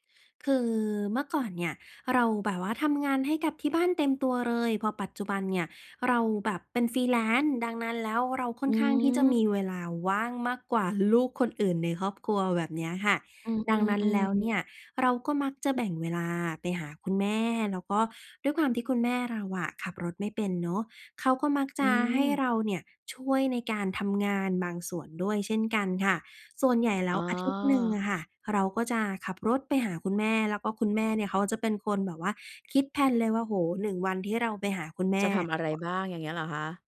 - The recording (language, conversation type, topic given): Thai, podcast, จะจัดสมดุลงานกับครอบครัวอย่างไรให้ลงตัว?
- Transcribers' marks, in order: in English: "Freelance"; in English: "แพลน"; other background noise